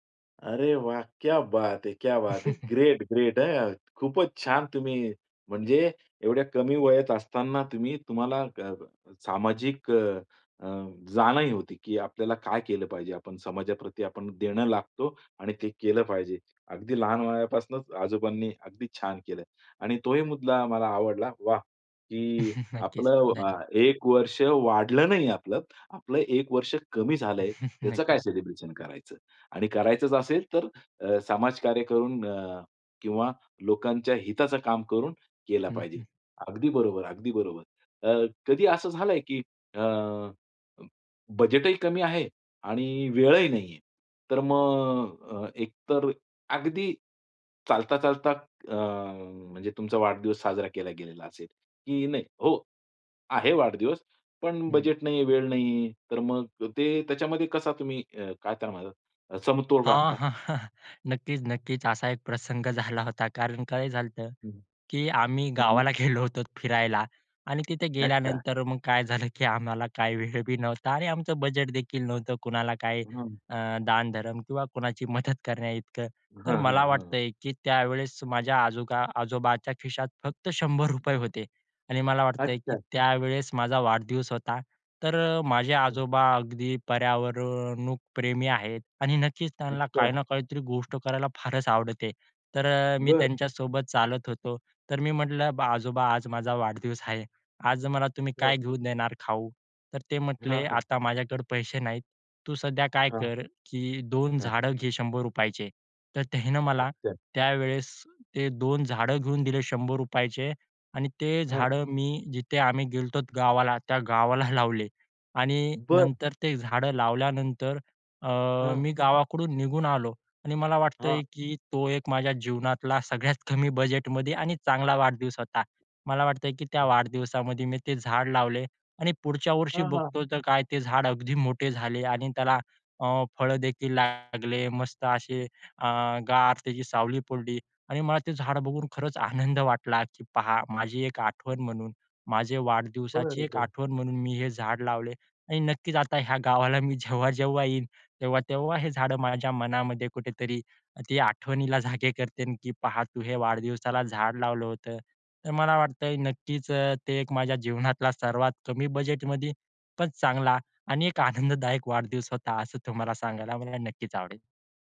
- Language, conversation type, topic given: Marathi, podcast, वाढदिवस किंवा छोटसं घरगुती सेलिब्रेशन घरी कसं करावं?
- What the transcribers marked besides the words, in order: joyful: "अरे वाह! क्या बात है! … हं! खूपच छान"; in Hindi: "क्या बात है! क्या बात है!"; chuckle; chuckle; laughing while speaking: "नक्कीच"; chuckle; laughing while speaking: "हां, हां"; laughing while speaking: "झाला होता"; laughing while speaking: "गेलो"; other noise; laughing while speaking: "मदत"; laughing while speaking: "त्यांनी मला"; laughing while speaking: "गावाला"; laughing while speaking: "सगळ्यात कमी"; tapping; laughing while speaking: "आनंद"; laughing while speaking: "जेव्हा-जेव्हा"; "करतील" said as "करतेन"; laughing while speaking: "आनंददायक"